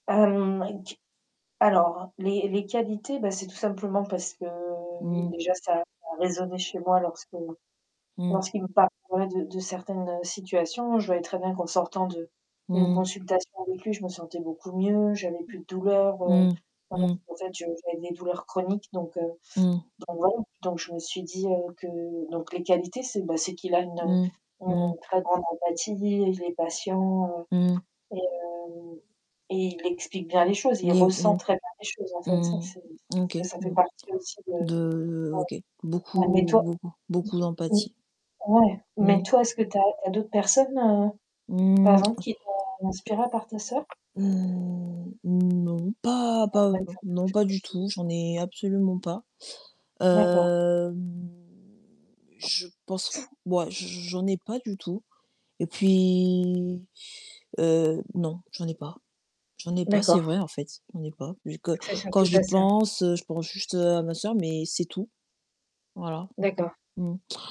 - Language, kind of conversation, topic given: French, unstructured, En quoi le fait de s’entourer de personnes inspirantes peut-il renforcer notre motivation ?
- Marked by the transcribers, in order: static; distorted speech; other background noise; unintelligible speech; tapping; unintelligible speech; unintelligible speech; unintelligible speech; mechanical hum; drawn out: "mmh"; unintelligible speech; drawn out: "Hem"; other noise; drawn out: "puis"